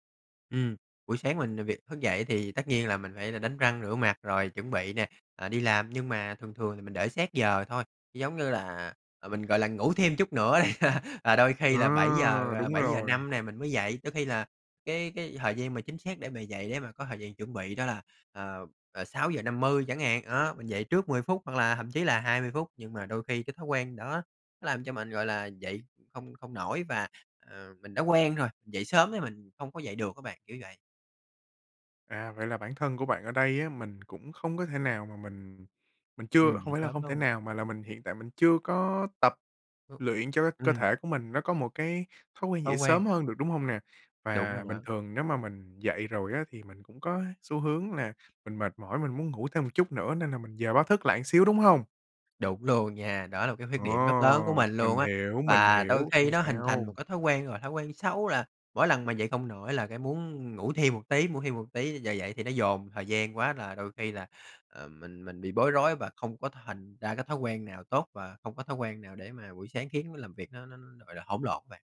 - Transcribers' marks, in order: tapping; laughing while speaking: "đi"; laugh
- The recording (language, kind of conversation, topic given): Vietnamese, advice, Làm thế nào để xây dựng thói quen buổi sáng để ngày làm việc bớt hỗn loạn?
- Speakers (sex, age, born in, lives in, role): male, 20-24, Vietnam, Germany, advisor; male, 30-34, Vietnam, Vietnam, user